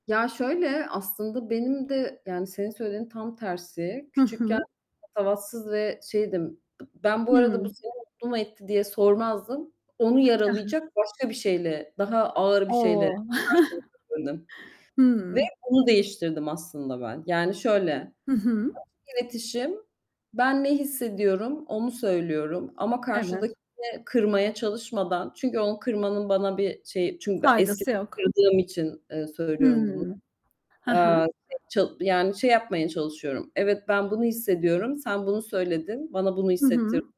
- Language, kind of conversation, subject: Turkish, unstructured, Hangi özelliklerin seni sen yapıyor?
- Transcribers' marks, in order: distorted speech; tapping; other background noise; chuckle